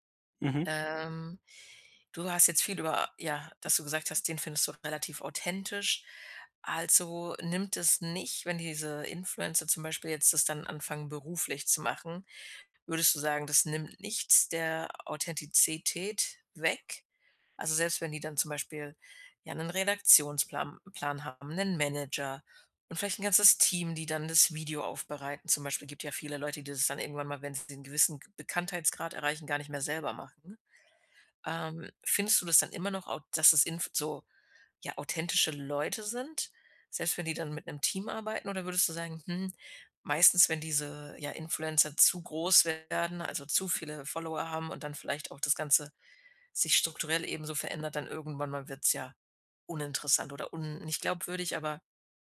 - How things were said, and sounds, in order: other background noise
- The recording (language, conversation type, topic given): German, podcast, Was bedeutet Authentizität bei Influencern wirklich?